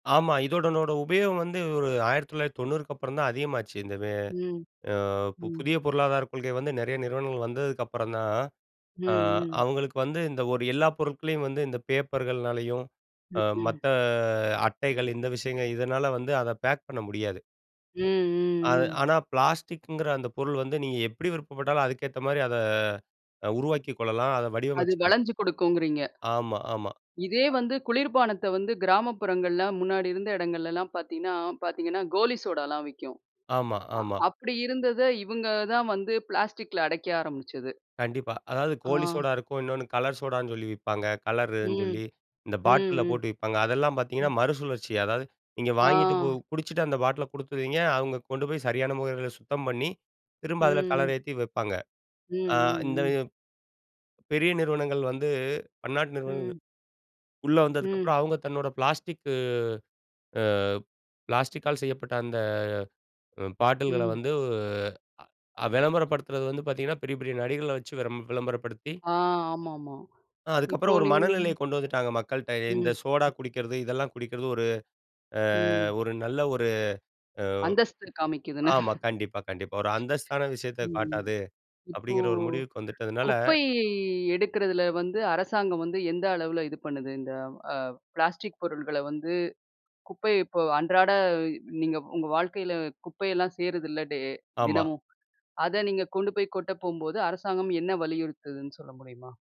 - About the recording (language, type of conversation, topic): Tamil, podcast, பிளாஸ்டிக் பயன்படுத்தாமல் நாளை முழுவதும் நீங்கள் எப்படி கழிப்பீர்கள்?
- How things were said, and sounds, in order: tapping; "இதனோட" said as "இதோடனதோட"; drawn out: "மத்த"; other background noise; other noise; drawn out: "ஆ"; chuckle; drawn out: "இப்போ"